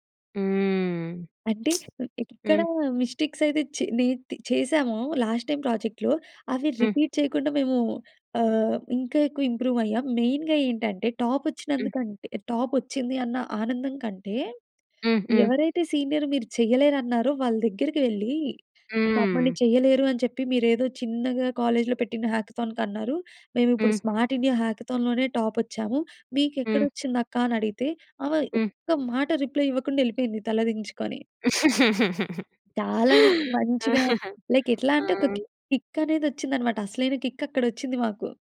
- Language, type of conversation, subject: Telugu, podcast, ఒక ప్రాజెక్టు విఫలమైన తర్వాత పాఠాలు తెలుసుకోడానికి మొదట మీరు ఏం చేస్తారు?
- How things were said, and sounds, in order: lip smack; other background noise; in English: "మిస్టేక్స్"; in English: "లాస్ట్ టైమ్ ప్రాజెక్ట్‌లో"; in English: "రిపీట్"; in English: "ఇంప్రూవ్"; in English: "మెయిన్‌గా"; in English: "టాప్"; in English: "టాప్"; in English: "సీనియర్"; in English: "కాలేజ్‌లో"; in English: "స్మార్ట్ ఇండియా హ్యాకథాన్"; in English: "రిప్లయ్"; laugh; in English: "లైక్"; in English: "కిక్"; in English: "కిక్"